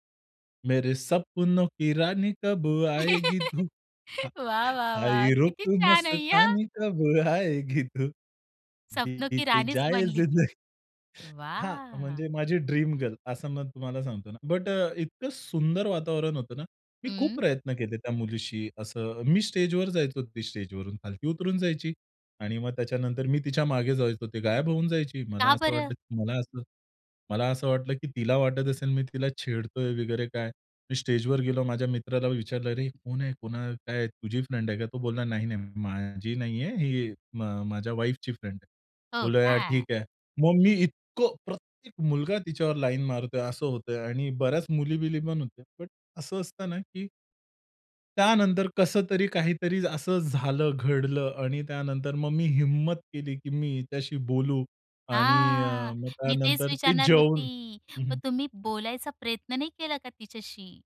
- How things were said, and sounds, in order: singing: "मेरे सपनो की रानी कब … बित जाये जिंदगानी"; chuckle; laugh; laughing while speaking: "वाह, वाह, वाह! किती छान आहे अय्या"; laughing while speaking: "कब आएगी तू बित जाये जिंदगानी"; tapping; other background noise
- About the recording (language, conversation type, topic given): Marathi, podcast, एखाद्या निवडीने तुमचं आयुष्य कायमचं बदलून टाकलं आहे का?